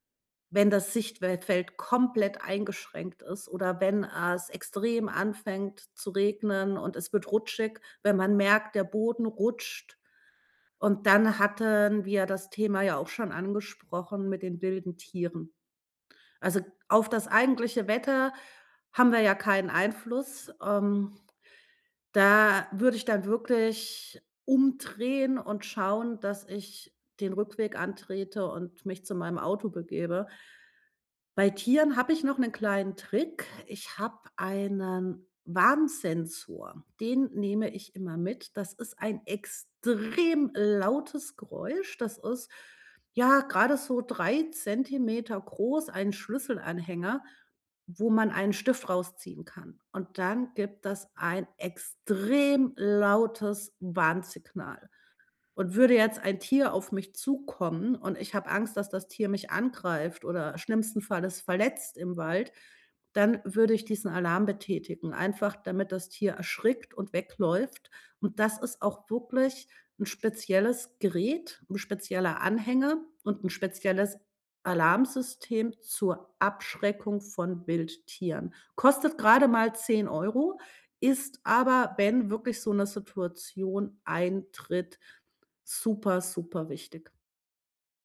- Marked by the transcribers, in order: stressed: "extrem"; stressed: "extrem"
- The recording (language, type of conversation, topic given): German, podcast, Welche Tipps hast du für sicheres Alleinwandern?